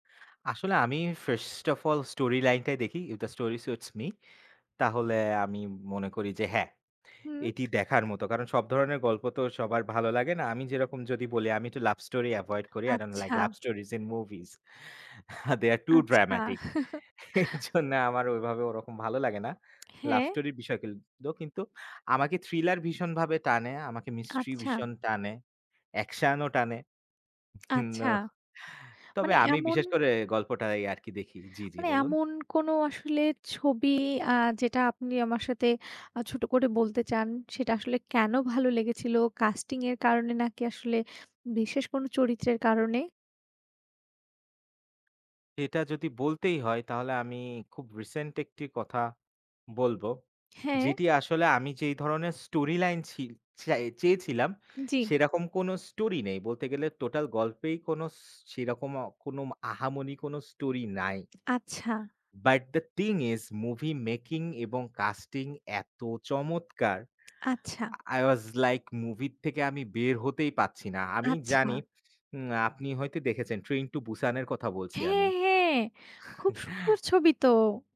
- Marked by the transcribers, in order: in English: "ফার্স্ট ওফ অল স্টোরি"; in English: "ইফ দ্যা স্টোরি স্যুটস্ মি"; other background noise; in English: "আই ডোন্ট লাইক লাভ স্টোরিজ ইন মুভিজ"; laughing while speaking: "আচ্ছা"; in English: "dramatic"; laughing while speaking: "এরজন্য"; "গুলো" said as "কিলতু"; in English: "বাট দ্যা থিং ইস মুভি মেকিং"; in English: "casting"; chuckle
- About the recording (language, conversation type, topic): Bengali, unstructured, আপনি কেন আপনার প্রিয় সিনেমার গল্প মনে রাখেন?